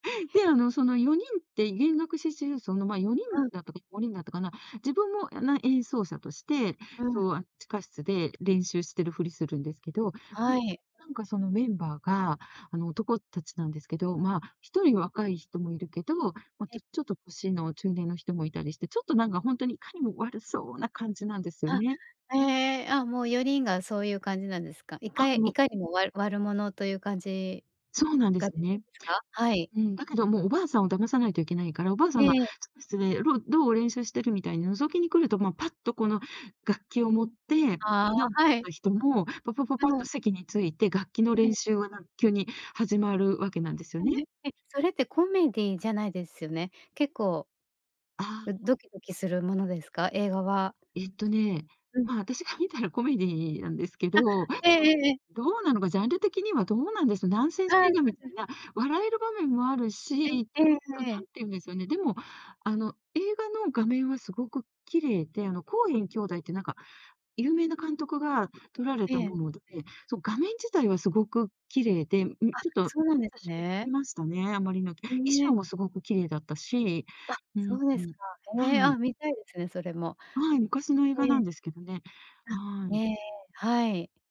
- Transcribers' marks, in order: other noise; unintelligible speech; laughing while speaking: "私が観たら"; unintelligible speech
- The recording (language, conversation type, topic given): Japanese, podcast, 好きな映画の悪役で思い浮かぶのは誰ですか？